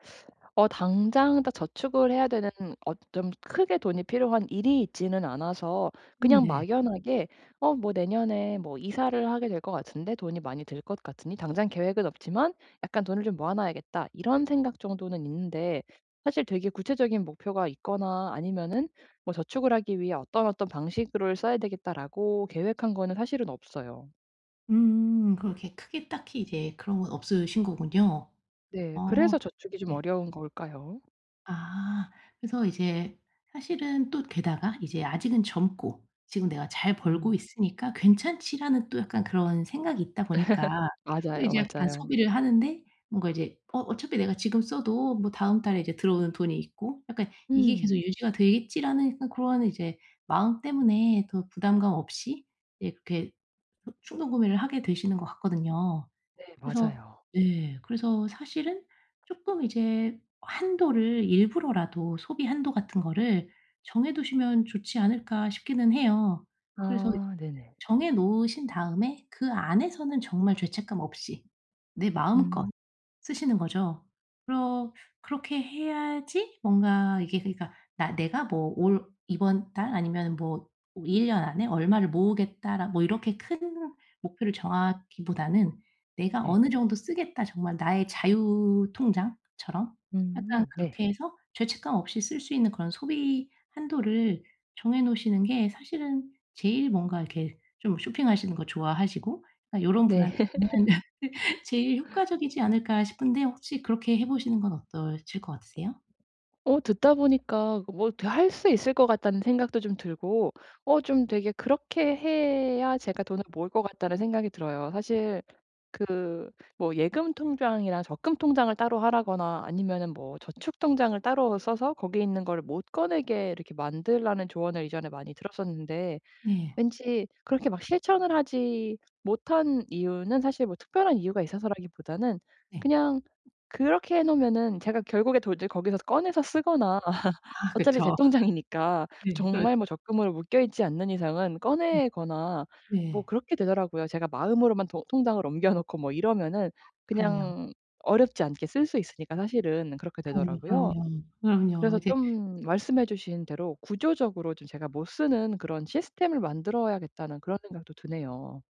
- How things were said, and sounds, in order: tapping; other background noise; laugh; other noise; laugh; gasp; laugh
- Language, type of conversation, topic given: Korean, advice, 지출을 통제하기가 어려워서 걱정되는데, 어떻게 하면 좋을까요?